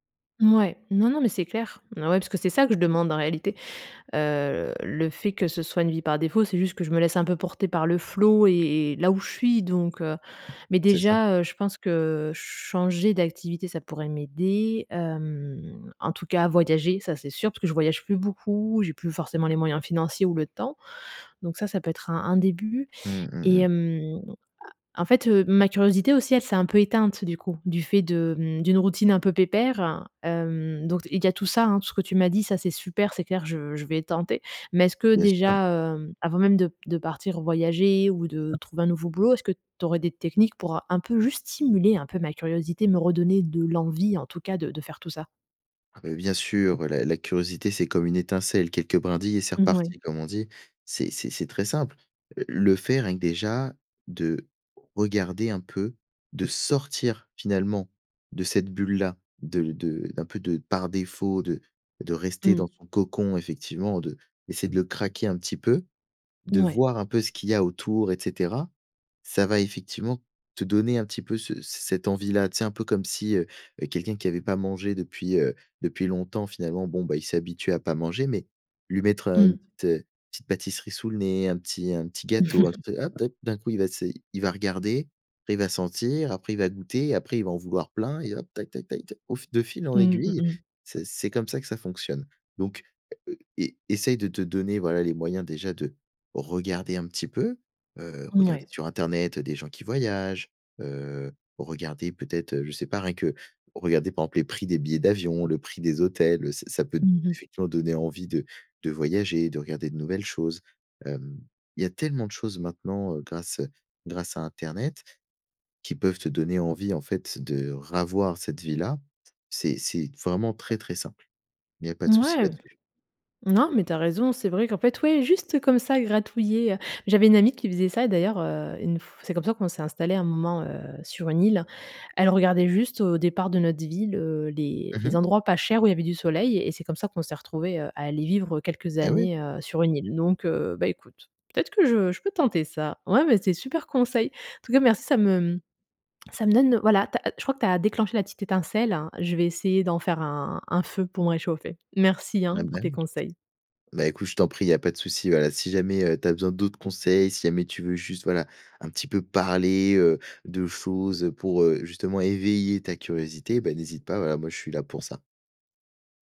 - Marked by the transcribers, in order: tapping; stressed: "stimuler"; stressed: "sortir"; chuckle; other background noise; stressed: "parler"
- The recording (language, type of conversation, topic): French, advice, Comment surmonter la peur de vivre une vie par défaut sans projet significatif ?